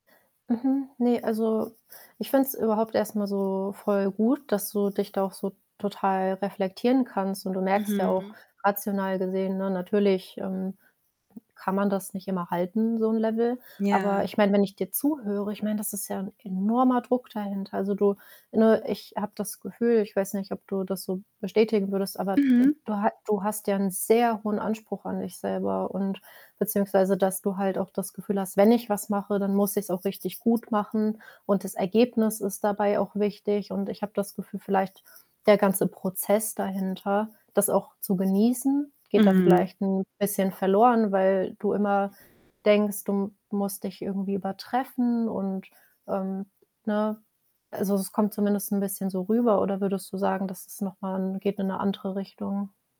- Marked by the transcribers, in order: static; other background noise; distorted speech
- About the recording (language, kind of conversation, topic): German, advice, Wie zeigt sich deine ständige Prokrastination beim kreativen Arbeiten?